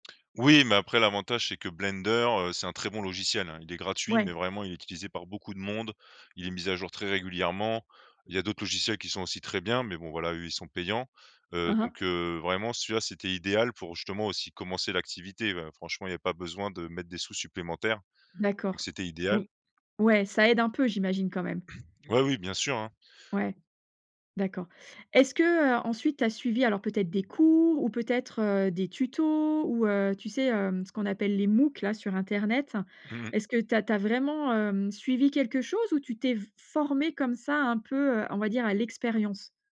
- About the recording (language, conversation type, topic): French, podcast, Parle-moi d’une compétence que tu as apprise par toi-même : comment as-tu commencé ?
- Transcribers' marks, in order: throat clearing; in English: "moocs"